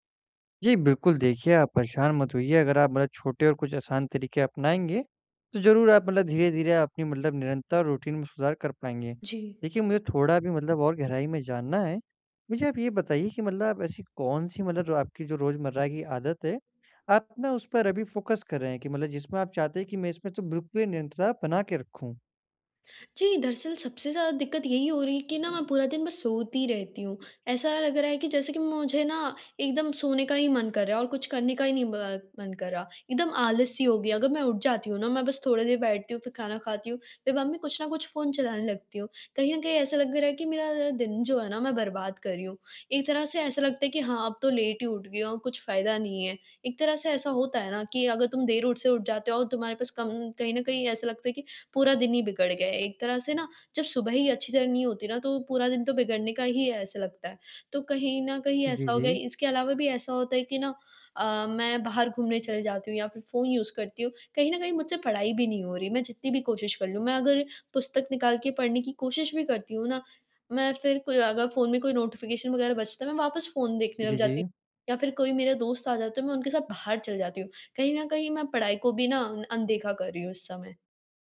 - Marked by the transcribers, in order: in English: "रूटीन"; in English: "फ़ोकस"; in English: "लेट"; in English: "यूज़"; in English: "नोटिफ़िकेशन"
- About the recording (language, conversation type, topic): Hindi, advice, मैं अपनी दिनचर्या में निरंतरता कैसे बनाए रख सकता/सकती हूँ?